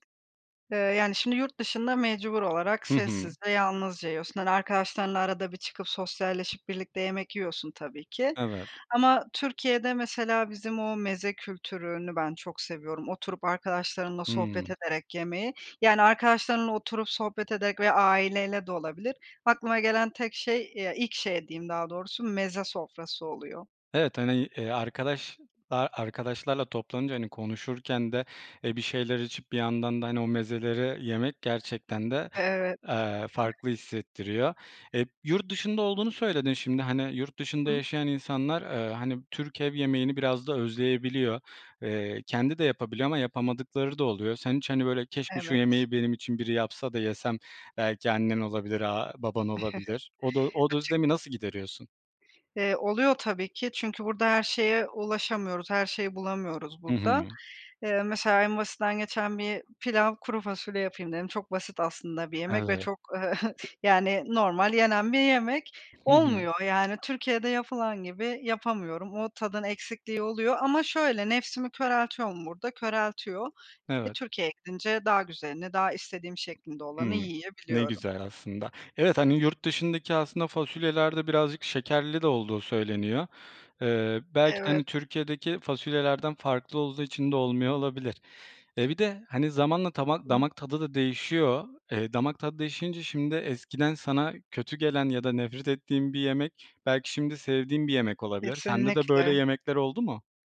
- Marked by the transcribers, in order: other background noise; tapping; chuckle; chuckle
- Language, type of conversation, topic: Turkish, podcast, Hangi yemekler seni en çok kendin gibi hissettiriyor?